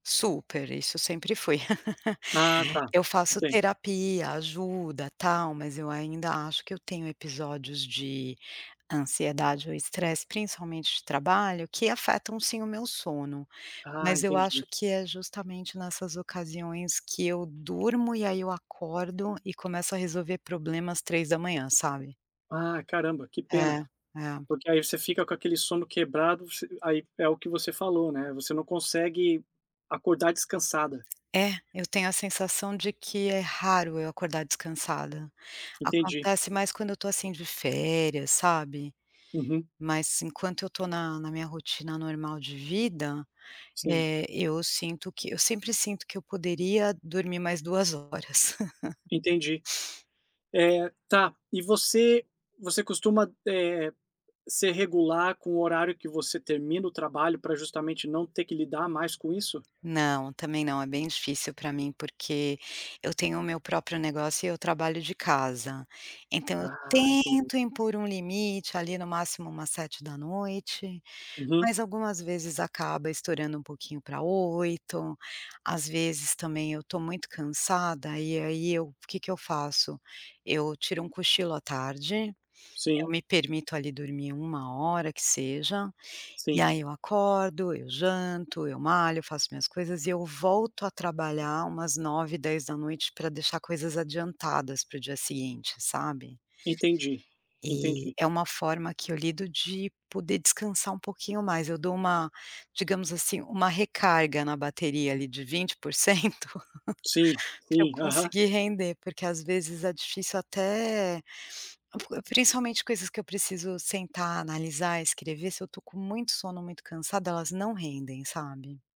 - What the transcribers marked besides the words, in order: laugh; tapping; other background noise; laugh; laugh
- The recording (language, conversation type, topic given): Portuguese, advice, Por que acordo cansado mesmo após uma noite completa de sono?
- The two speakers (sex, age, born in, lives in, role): female, 45-49, Brazil, United States, user; male, 40-44, Brazil, United States, advisor